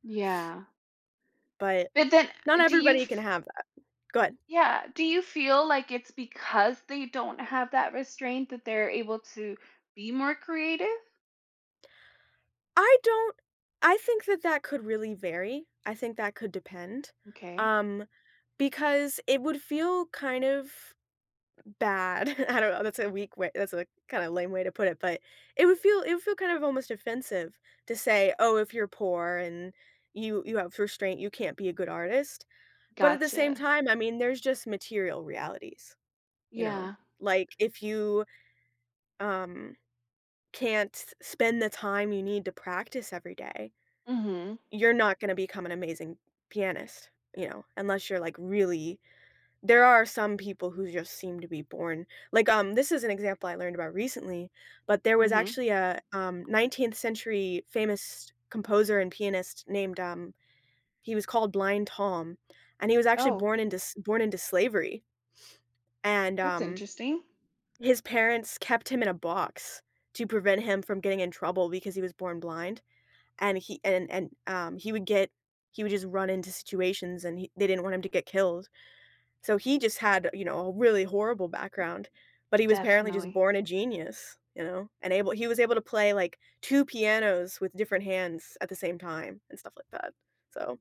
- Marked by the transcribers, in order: laughing while speaking: "I don't know"
- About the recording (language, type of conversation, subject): English, unstructured, Do you prefer working from home or working in an office?
- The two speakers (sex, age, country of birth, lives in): female, 30-34, Mexico, United States; female, 30-34, United States, United States